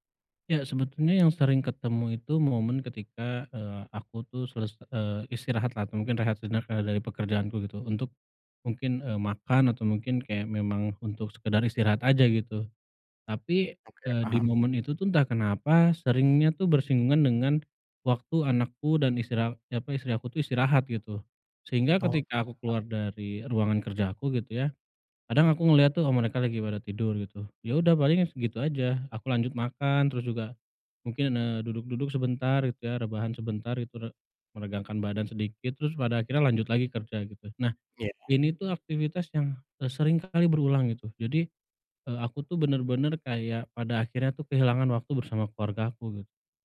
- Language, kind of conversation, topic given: Indonesian, advice, Bagaimana cara memprioritaskan waktu keluarga dibanding tuntutan pekerjaan?
- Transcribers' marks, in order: tapping